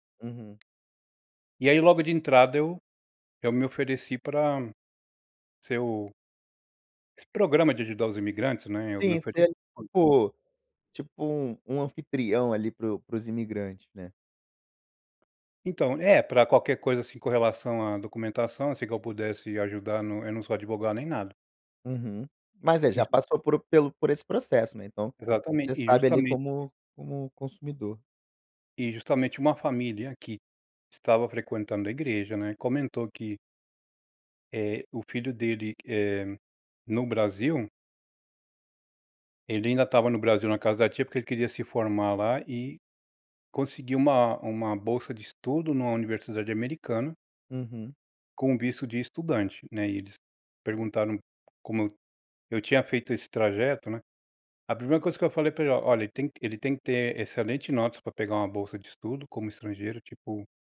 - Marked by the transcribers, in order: unintelligible speech
- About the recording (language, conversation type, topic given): Portuguese, podcast, Como a comida une as pessoas na sua comunidade?